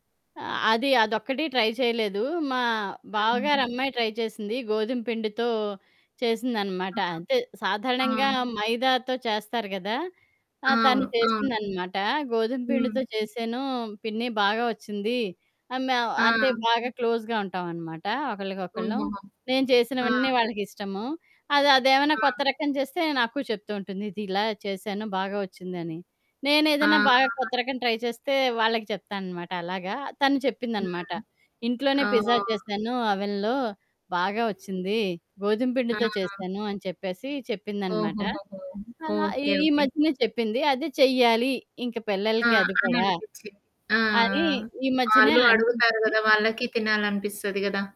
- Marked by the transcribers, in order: in English: "ట్రై"; in English: "ట్రై"; in English: "క్లోజ్‌గా"; in English: "ట్రై"; in English: "పిజ్జా"; in English: "ఓవెన్‌లో"; distorted speech
- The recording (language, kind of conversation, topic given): Telugu, podcast, వీధి ఆహారాన్ని రుచి చూసే చిన్న ఆనందాన్ని సహజంగా ఎలా ఆస్వాదించి, కొత్త రుచులు ప్రయత్నించే ధైర్యం ఎలా పెంచుకోవాలి?